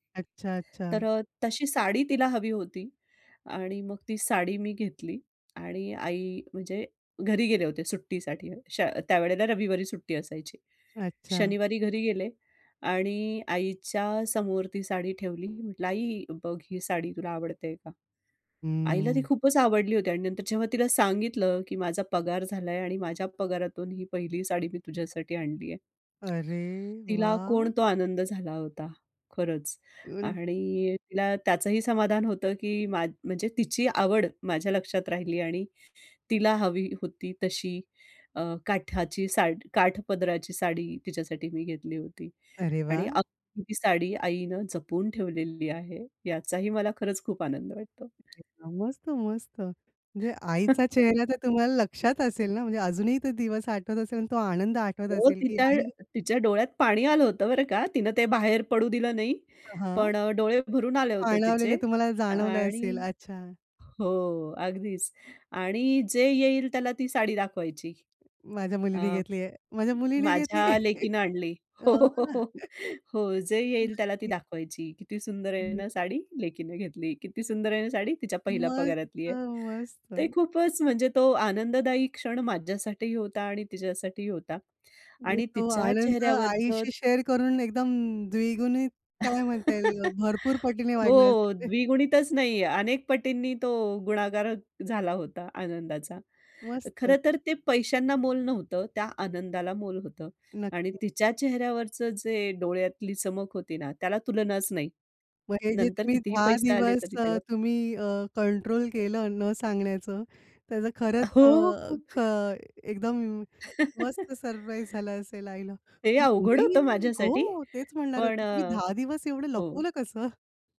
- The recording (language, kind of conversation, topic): Marathi, podcast, पहिला पगार हातात आला तेव्हा तुम्हाला कसं वाटलं?
- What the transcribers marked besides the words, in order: unintelligible speech; tapping; chuckle; other background noise; laughing while speaking: "हो, हो, हो"; laugh; chuckle; unintelligible speech; joyful: "मस्त, मस्त"; in English: "शेअर"; laugh; chuckle